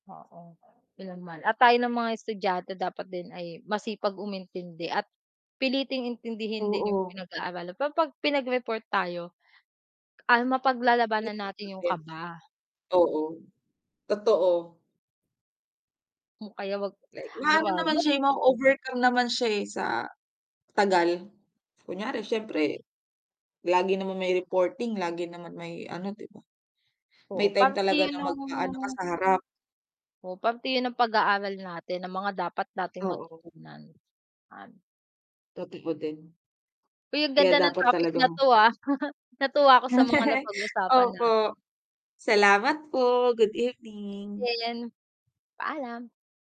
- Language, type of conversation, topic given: Filipino, unstructured, Paano mo nalampasan ang kaba noong una kang nagsalita sa harap ng klase?
- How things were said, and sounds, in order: background speech; unintelligible speech; other background noise; static; chuckle; tapping